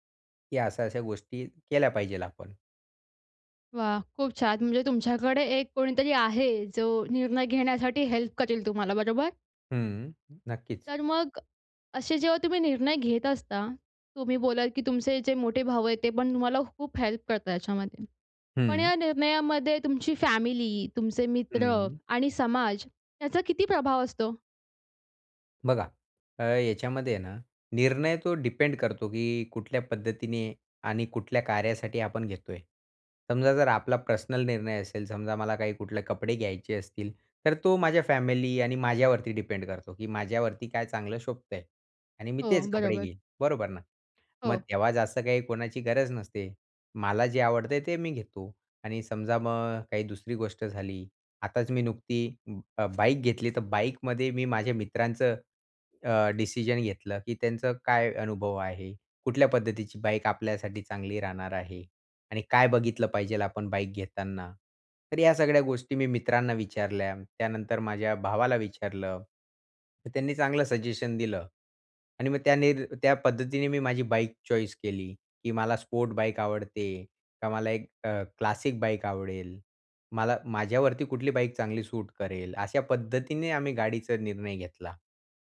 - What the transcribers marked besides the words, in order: "पाहिजे" said as "पाहिजेल"; in English: "हेल्प"; other noise; in English: "हेल्प"; other background noise; in English: "सजेशन"; in English: "चॉईस"; in English: "क्लासिक"
- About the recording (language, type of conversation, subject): Marathi, podcast, खूप पर्याय असताना तुम्ही निवड कशी करता?